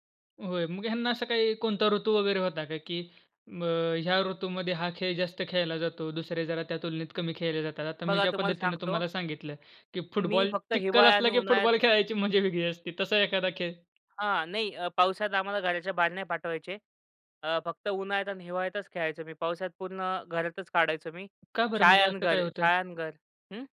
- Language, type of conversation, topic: Marathi, podcast, तुम्ही लहानपणी घराबाहेर निसर्गात कोणते खेळ खेळायचात?
- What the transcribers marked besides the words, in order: tapping; laughing while speaking: "चिखल असला की फुटबॉल खेळायची मजा वेगळी असते. तसा एखादा खेळ?"; other background noise